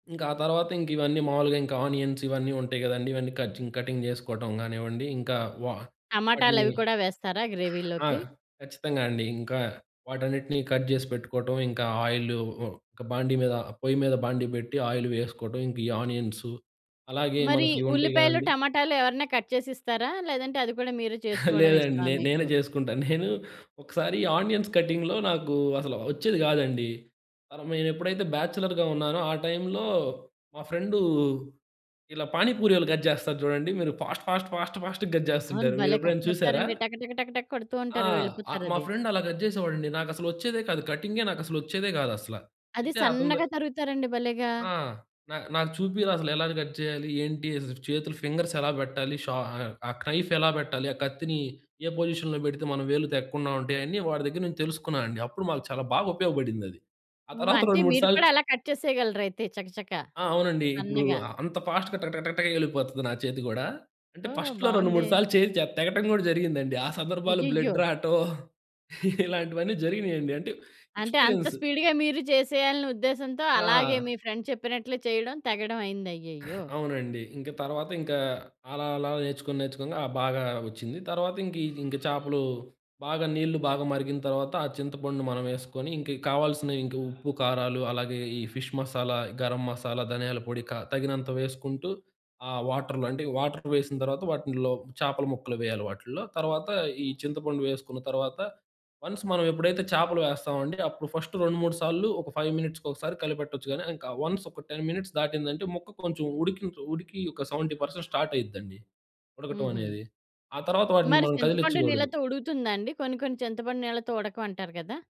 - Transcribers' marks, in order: in English: "ఆనియన్స్"; in English: "కటింగ్"; in English: "గ్రేవీలోకి?"; other background noise; in English: "కట్"; in English: "ఆయిల్"; in English: "కట్"; chuckle; in English: "ఆనియన్స్ కటింగ్‌లో"; "మరినేనెప్పుడైతే" said as "పరమేనేనెప్పుడైతే"; in English: "బ్యాచలర్‌గా"; in English: "టైంలో"; in English: "కట్"; in English: "ఫాస్ట్, ఫాస్ట్, ఫాస్ట్, ఫాస్ట్‌గా కట్"; in English: "కట్"; in English: "ఫ్రెండ్"; in English: "కట్"; in English: "కట్"; in English: "ఫింగర్స్"; "నైఫ్" said as "క్రెఫ్"; in English: "పొజిషన్‌లో"; in English: "కట్"; in English: "ఫాస్ట్‌గా"; in English: "ఫస్ట్‌లో"; in English: "బ్లడ్"; chuckle; tapping; in English: "స్పీడ్‌గా"; in English: "ఫ్రెండ్"; in English: "ఫిష్"; in English: "వాటర్‌లో"; in English: "వాటర్"; "వాటిల్లో" said as "వాటిన్‌లో"; in English: "వన్స్"; in English: "ఫస్ట్"; in English: "ఫైవ్"; in English: "వన్స్"; in English: "టెన్ మినిట్స్"; in English: "సెవెంటీ పర్సెంట్ స్టార్ట్"
- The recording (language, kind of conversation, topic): Telugu, podcast, వంట ద్వారా మీ కుటుంబ బంధాలు ఎప్పుడైనా మరింత బలపడ్డాయా?